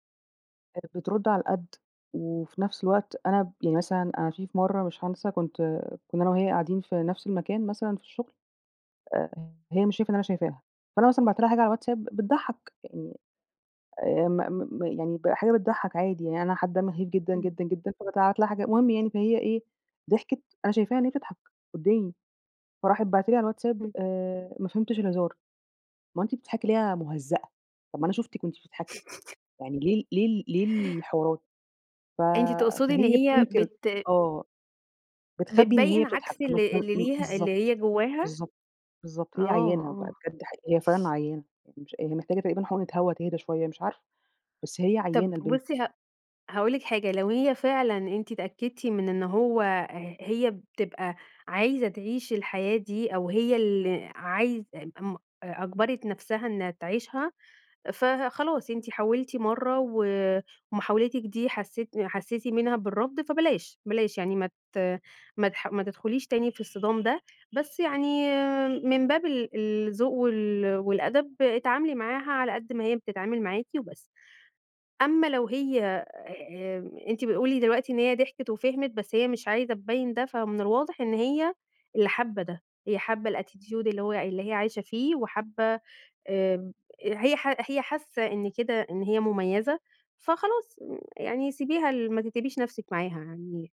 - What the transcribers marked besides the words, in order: tapping; chuckle; other background noise; in English: "الattitude"
- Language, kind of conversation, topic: Arabic, advice, إزاي الاختلافات الثقافية بتأثر على شغلك أو على طريقة تواصلك مع الناس؟